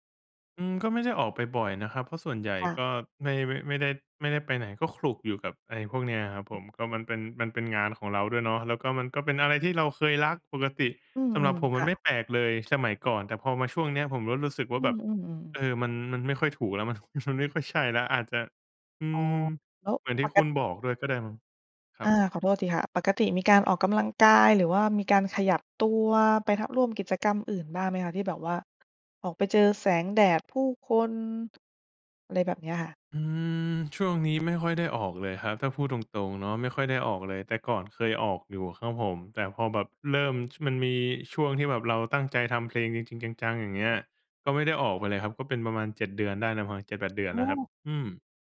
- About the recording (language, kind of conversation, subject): Thai, advice, ทำอย่างไรดีเมื่อหมดแรงจูงใจทำงานศิลปะที่เคยรัก?
- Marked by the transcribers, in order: other noise; laughing while speaking: "มัน"; tapping